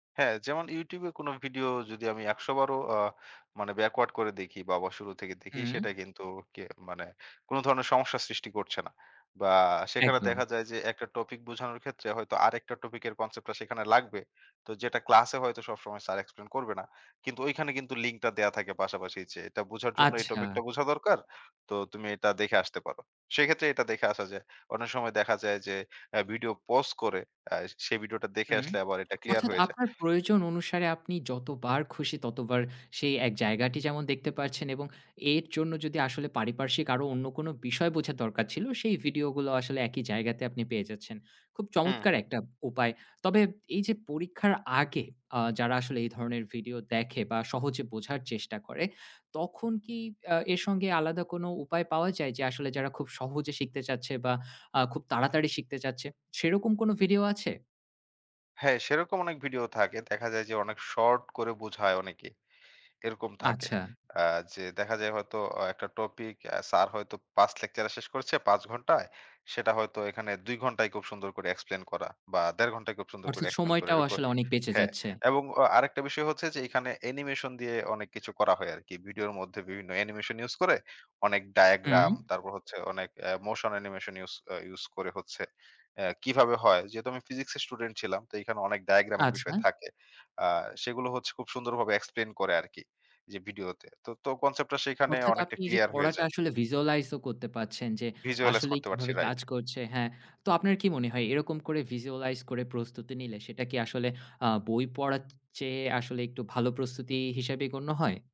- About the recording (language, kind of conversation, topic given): Bengali, podcast, পরীক্ষার চাপ মোকাবেলায় কী কৌশল ব্যবহার করো?
- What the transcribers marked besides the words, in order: in English: "backward"; in English: "pause"; in English: "diagram"; in English: "motion animation"; in English: "diagram"; in English: "Visualize"; in English: "Visualize"; in English: "Visualize"